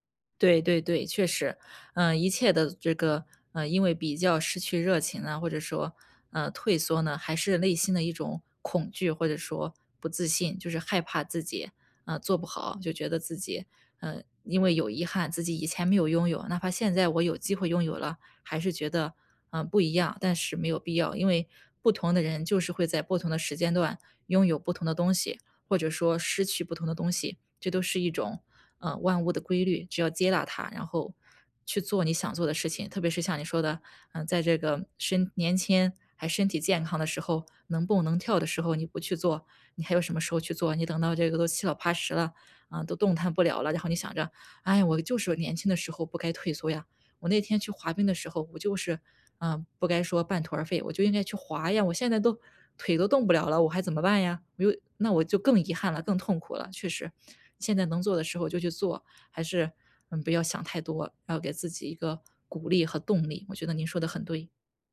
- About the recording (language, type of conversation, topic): Chinese, advice, 如何避免因为比较而失去对爱好的热情？
- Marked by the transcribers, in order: none